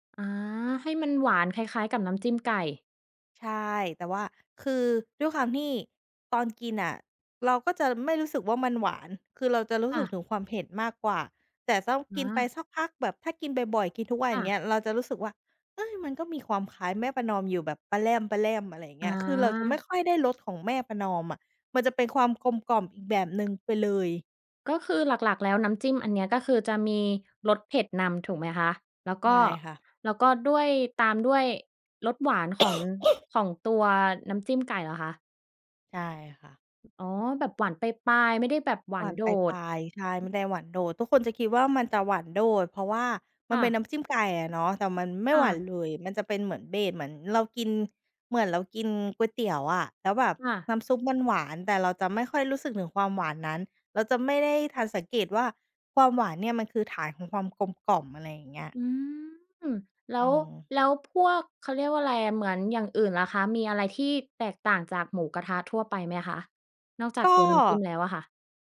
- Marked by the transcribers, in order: other background noise; cough; other noise; in English: "เบส"
- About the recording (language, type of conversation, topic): Thai, podcast, อาหารบ้านเกิดที่คุณคิดถึงที่สุดคืออะไร?